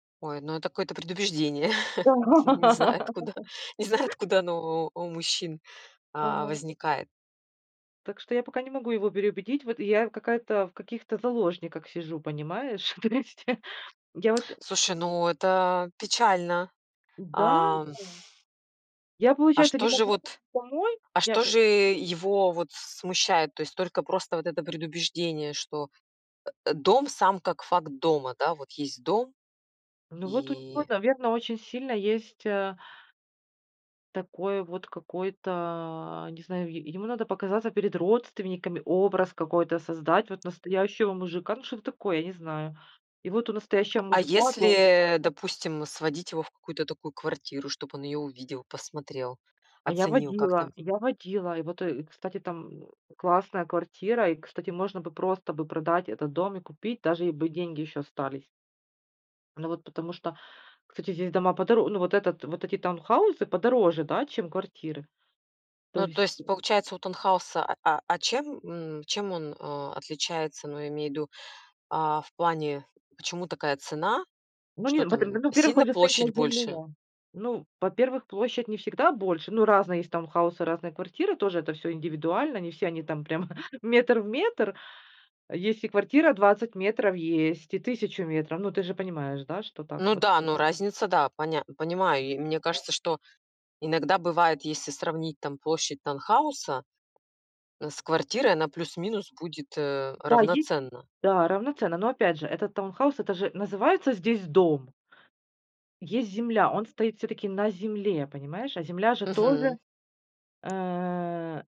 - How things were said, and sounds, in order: laughing while speaking: "Не знаю откуда не знаю откуда оно"; laugh; tapping; laughing while speaking: "То есть"; other background noise; chuckle; drawn out: "э"
- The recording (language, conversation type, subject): Russian, podcast, Как переезд повлиял на твоё ощущение дома?